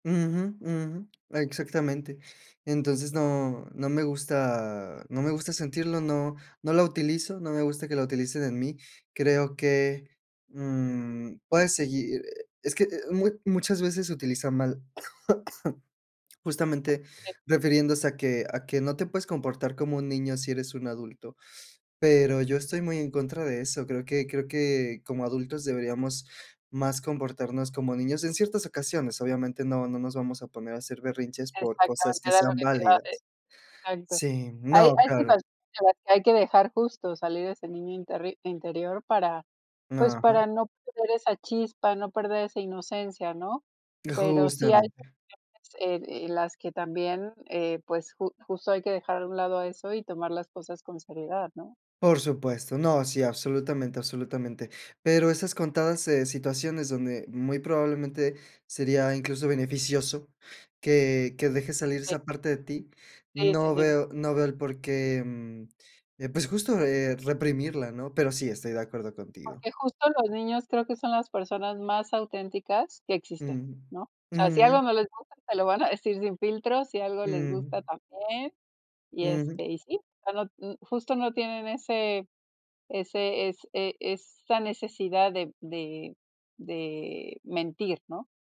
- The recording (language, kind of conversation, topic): Spanish, podcast, ¿Cómo equilibras la autenticidad con las tendencias, sin perder tu esencia al adaptarte a los cambios?
- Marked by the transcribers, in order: cough; tapping